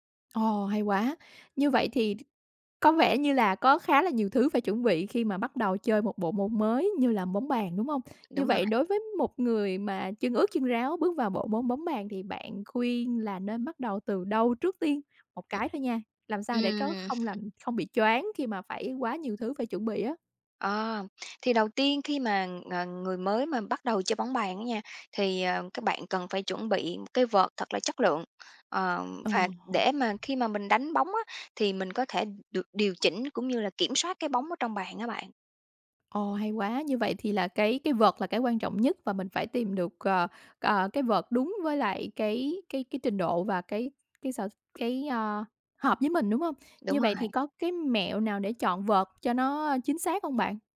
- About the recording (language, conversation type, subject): Vietnamese, podcast, Bạn có mẹo nào dành cho người mới bắt đầu không?
- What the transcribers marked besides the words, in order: tapping; chuckle; other background noise